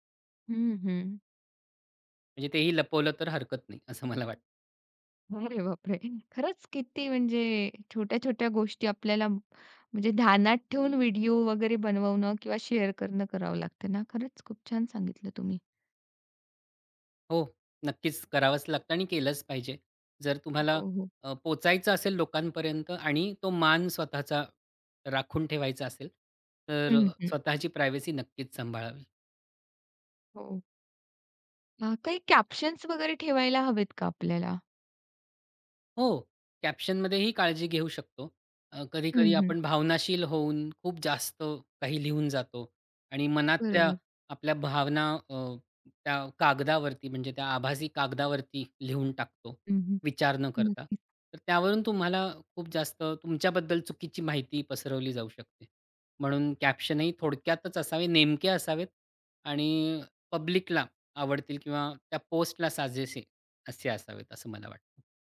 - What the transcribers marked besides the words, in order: laughing while speaking: "मला वाटतं"; laughing while speaking: "अरे बापरे!"; other background noise; in English: "प्रायव्हसी"; in English: "कॅप्शनमध्ये"; in English: "कॅप्शन"
- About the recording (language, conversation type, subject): Marathi, podcast, प्रभावकाने आपली गोपनीयता कशी जपावी?